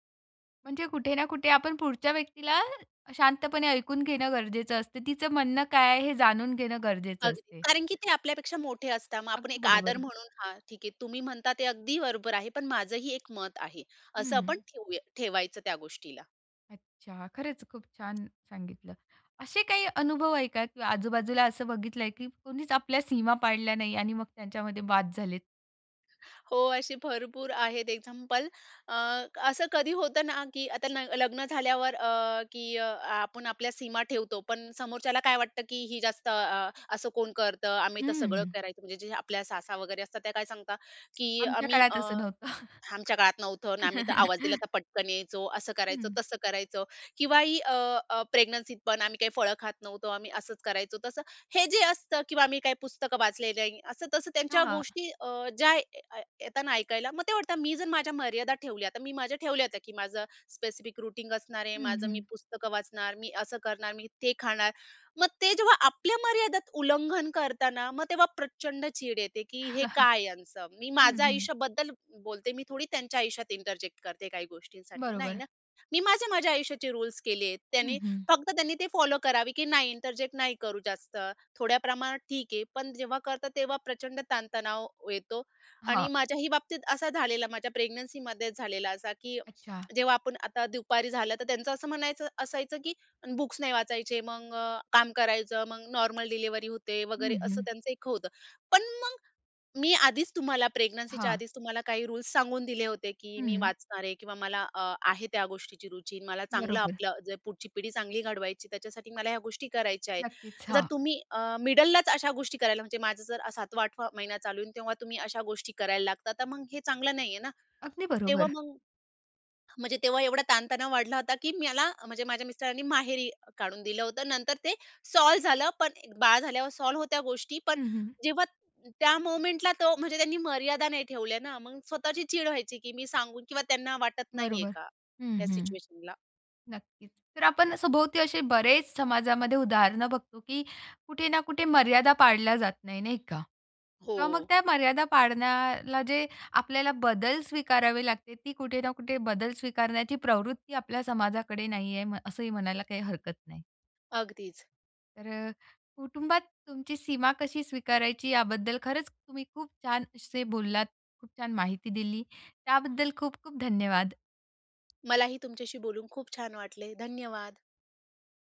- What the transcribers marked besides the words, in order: other background noise; "असतात" said as "असता"; tapping; chuckle; in English: "स्पेसिफिक रुटीन"; chuckle; in English: "इंटरजेक्ट"; in English: "इंटरजेक्ट"; in English: "सॉल्व्ह"; in English: "सॉल्व्ह"; in English: "मूव्हमेंटला"
- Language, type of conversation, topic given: Marathi, podcast, कुटुंबाला तुमच्या मर्यादा स्वीकारायला मदत करण्यासाठी तुम्ही काय कराल?
- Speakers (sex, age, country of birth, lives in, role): female, 30-34, India, India, guest; female, 35-39, India, India, host